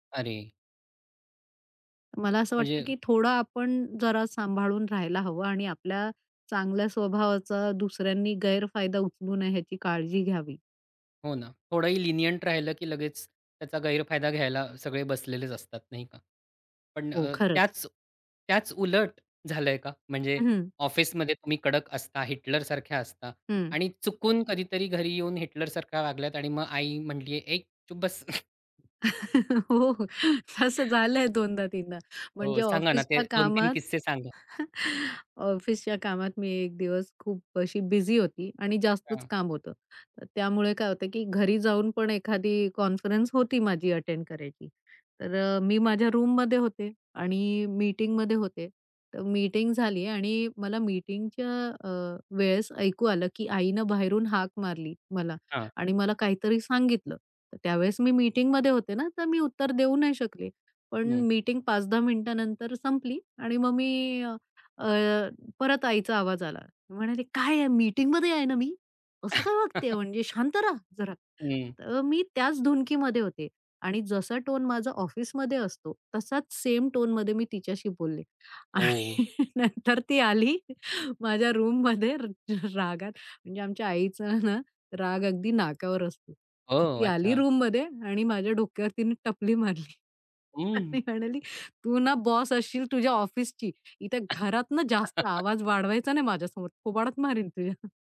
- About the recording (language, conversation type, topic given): Marathi, podcast, घरी आणि बाहेर वेगळी ओळख असल्यास ती तुम्ही कशी सांभाळता?
- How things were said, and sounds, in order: other background noise; tapping; in English: "लिनिएंट"; chuckle; laughing while speaking: "हो, हो"; chuckle; in English: "रूममध्ये"; chuckle; laughing while speaking: "आणि नंतर ती आली, माझ्या रूममध्ये र रागात"; in English: "रूममध्ये"; in English: "रूममध्ये"; chuckle; chuckle